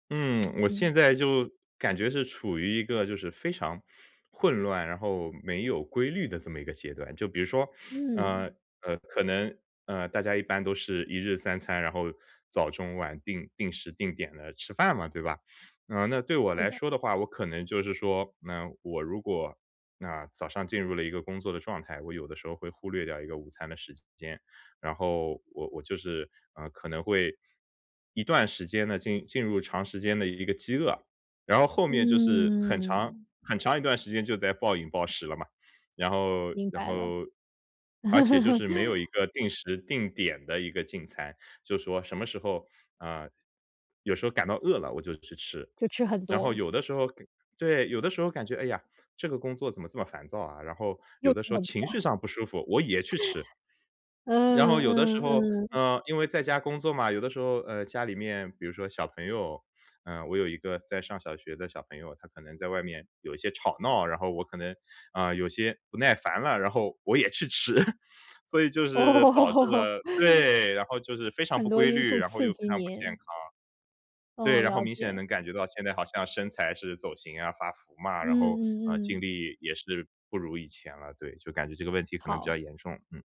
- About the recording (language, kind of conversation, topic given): Chinese, advice, 我怎样才能更好地控制冲动并学会节制？
- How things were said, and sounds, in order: tsk; chuckle; laughing while speaking: "很多"; chuckle; laughing while speaking: "我也去吃"; laughing while speaking: "哦"